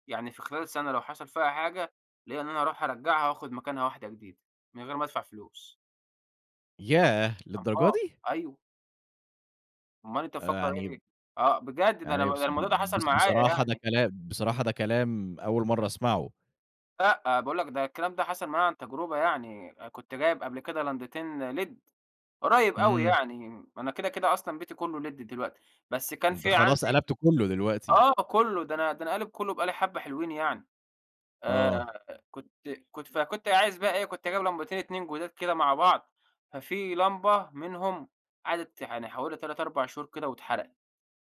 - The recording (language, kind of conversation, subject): Arabic, podcast, إزاي نقلّل استهلاك الكهربا في البيت؟
- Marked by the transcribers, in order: in English: "led"; in English: "led"